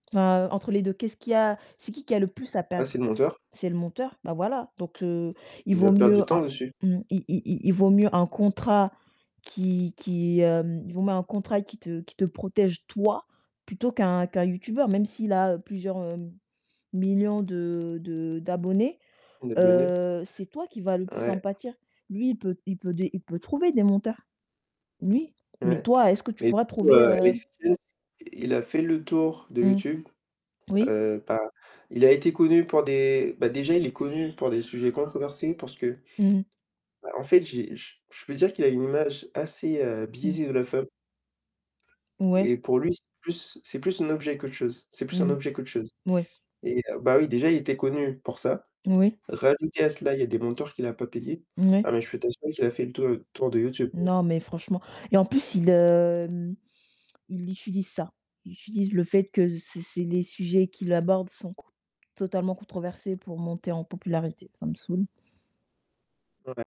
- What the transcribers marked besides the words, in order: distorted speech; stressed: "toi"; other background noise; static
- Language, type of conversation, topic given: French, unstructured, Préféreriez-vous être célèbre pour quelque chose de positif ou pour quelque chose de controversé ?